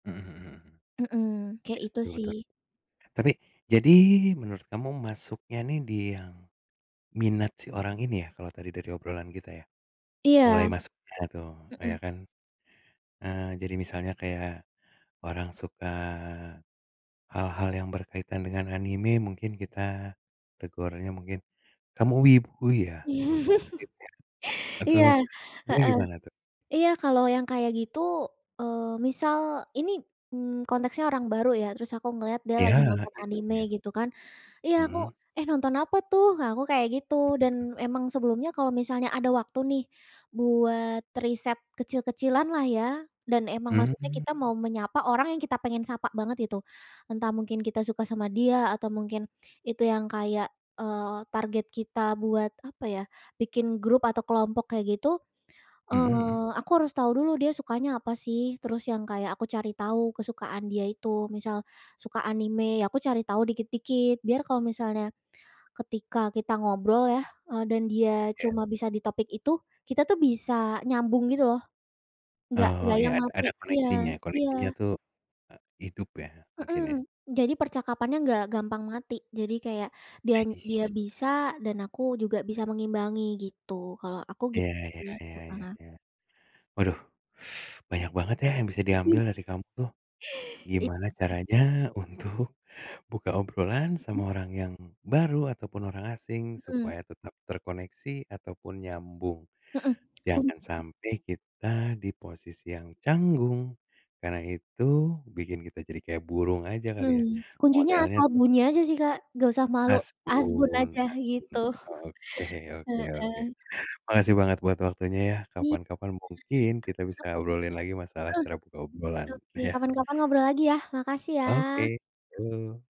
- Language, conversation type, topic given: Indonesian, podcast, Bagaimana caramu membuka obrolan dengan orang baru supaya percakapannya nyambung?
- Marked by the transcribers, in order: other background noise; laugh; teeth sucking; chuckle